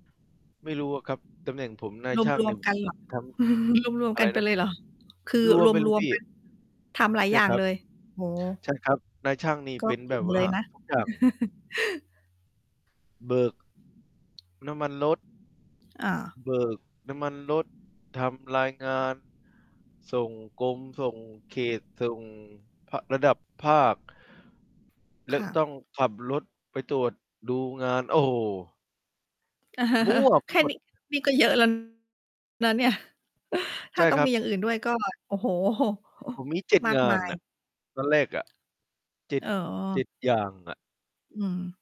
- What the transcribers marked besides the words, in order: static; distorted speech; chuckle; chuckle; chuckle; stressed: "มั่ว"; laughing while speaking: "โอ้โฮ"
- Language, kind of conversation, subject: Thai, unstructured, คุณรับมือกับความไม่ยุติธรรมในที่ทำงานอย่างไร?
- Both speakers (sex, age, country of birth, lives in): female, 40-44, Thailand, Thailand; male, 50-54, Thailand, Philippines